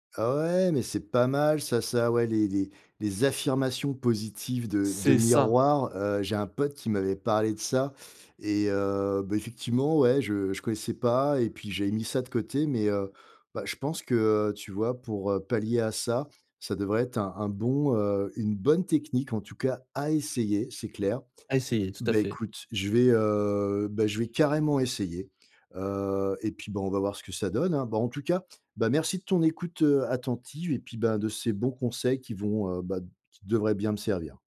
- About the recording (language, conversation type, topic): French, advice, Comment puis-je remettre en question mes pensées autocritiques et arrêter de me critiquer intérieurement si souvent ?
- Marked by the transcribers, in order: stressed: "affirmations positives"; stressed: "à essayer"; stressed: "carrément"